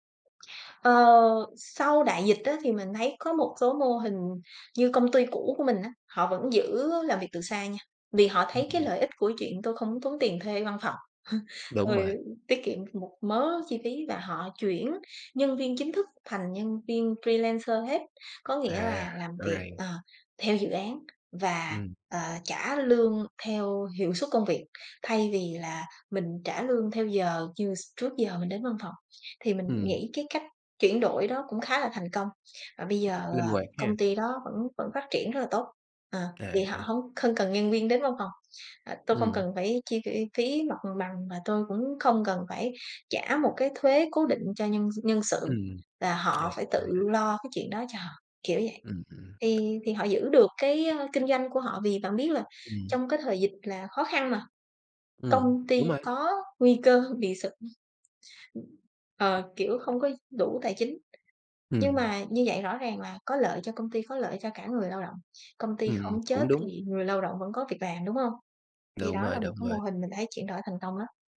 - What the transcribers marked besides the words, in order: tapping; laugh; in English: "freelancer"; "không" said as "khân"; other background noise
- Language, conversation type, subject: Vietnamese, podcast, Bạn nghĩ gì về làm việc từ xa so với làm việc tại văn phòng?